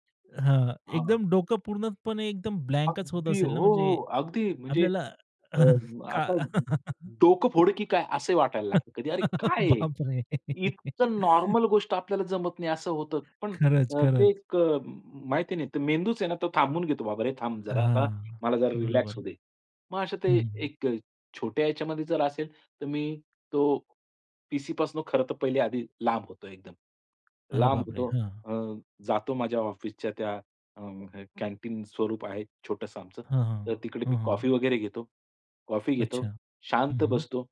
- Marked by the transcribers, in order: chuckle; other background noise; laughing while speaking: "बापरे!"; tapping
- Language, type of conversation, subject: Marathi, podcast, सर्जनशीलतेचा अडथळा आला की तो ओलांडण्यासाठी तुम्ही काय करता?